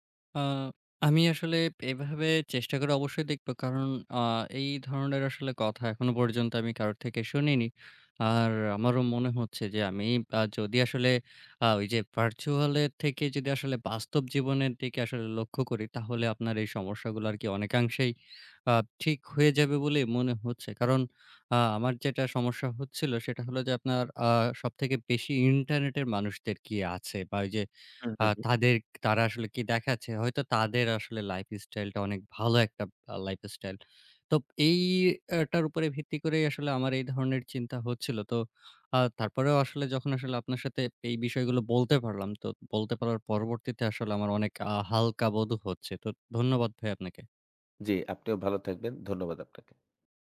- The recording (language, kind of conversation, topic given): Bengali, advice, সোশ্যাল মিডিয়ায় সফল দেখানোর চাপ আপনি কীভাবে অনুভব করেন?
- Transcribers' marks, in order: other background noise